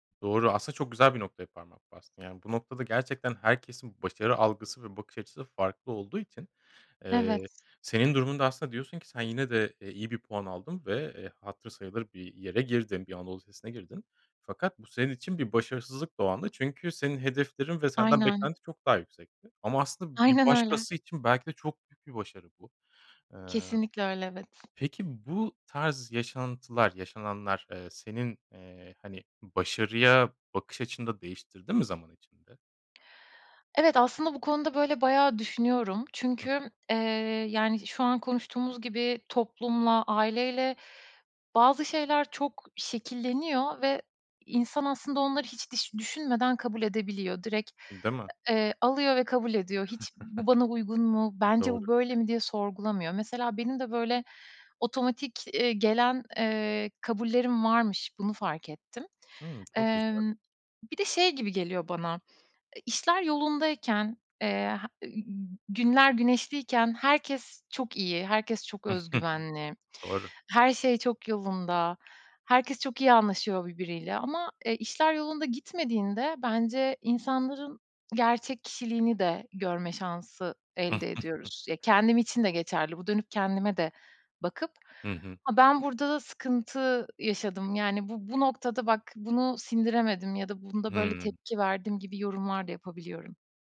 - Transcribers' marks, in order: tapping; other background noise; "Direkt" said as "direk"; chuckle; scoff; "birbiriyle" said as "bibiriyle"; scoff
- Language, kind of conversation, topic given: Turkish, podcast, Başarısızlıktan sonra nasıl toparlanırsın?
- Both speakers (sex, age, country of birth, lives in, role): female, 35-39, Turkey, Estonia, guest; male, 35-39, Turkey, Germany, host